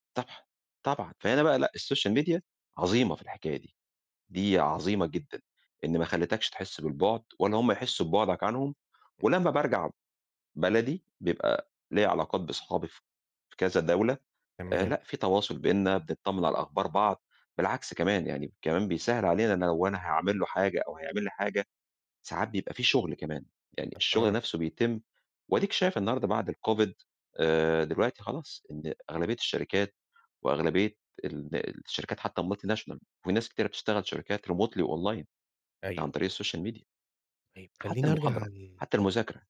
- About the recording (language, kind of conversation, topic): Arabic, podcast, إيه دور السوشيال ميديا في علاقاتك اليومية؟
- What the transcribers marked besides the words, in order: tapping; in English: "السوشيال ميديا"; other background noise; in English: "الmultinational"; in English: "remotely وonline"; in English: "السوشيال ميديا"